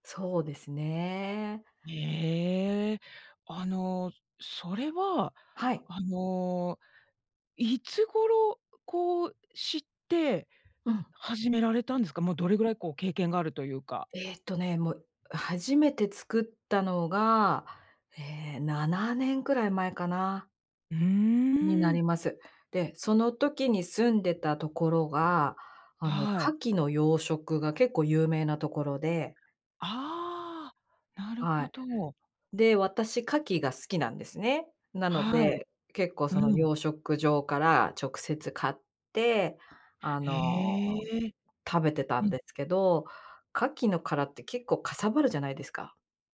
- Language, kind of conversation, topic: Japanese, podcast, あなたの一番好きな創作系の趣味は何ですか？
- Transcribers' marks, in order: none